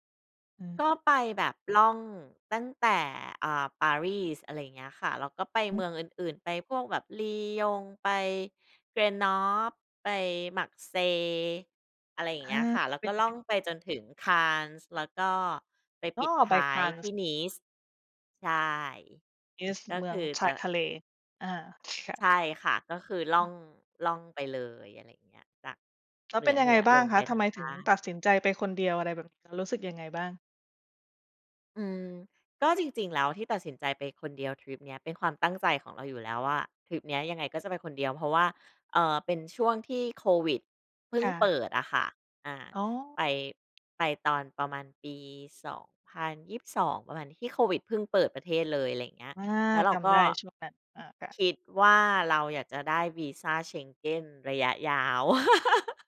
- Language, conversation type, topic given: Thai, podcast, คุณเคยออกเดินทางคนเดียวไหม แล้วเป็นยังไงบ้าง?
- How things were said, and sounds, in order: tapping; other background noise; chuckle